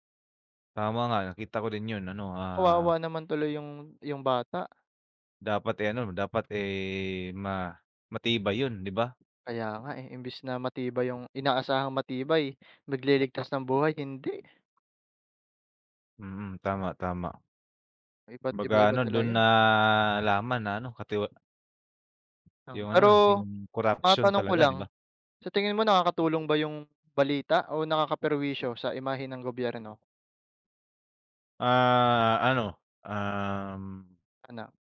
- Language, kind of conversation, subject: Filipino, unstructured, Ano ang papel ng midya sa pagsubaybay sa pamahalaan?
- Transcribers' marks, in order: tapping